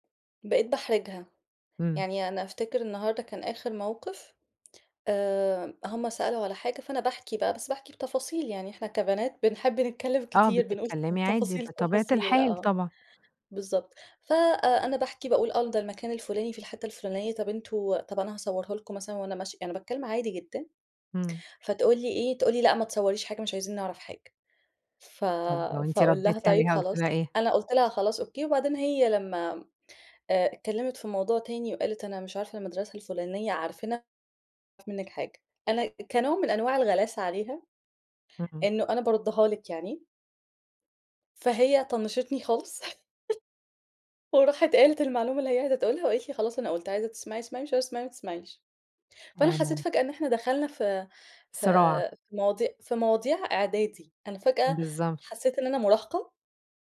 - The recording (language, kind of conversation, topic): Arabic, advice, إزاي أتعامل مع صراع جذب الانتباه جوّه شِلّة الصحاب؟
- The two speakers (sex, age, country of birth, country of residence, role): female, 30-34, Egypt, Egypt, advisor; female, 35-39, Egypt, Egypt, user
- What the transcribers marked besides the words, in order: laugh